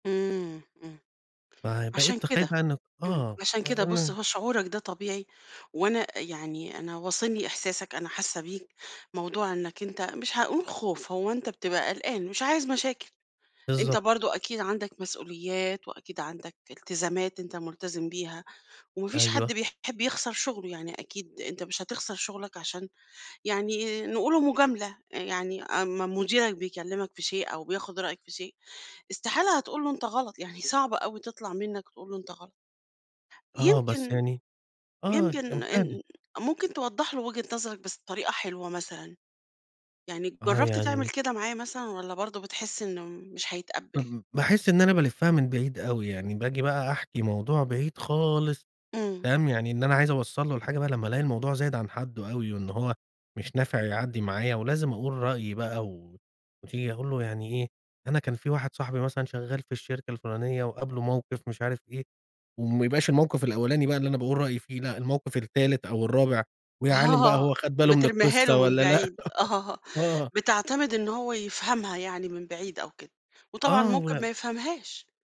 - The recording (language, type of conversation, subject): Arabic, advice, إزاي أوصف إحساسي لما بخاف أقول رأيي الحقيقي في الشغل؟
- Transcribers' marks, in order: tapping; unintelligible speech; laughing while speaking: "آه"; laughing while speaking: "آه"; giggle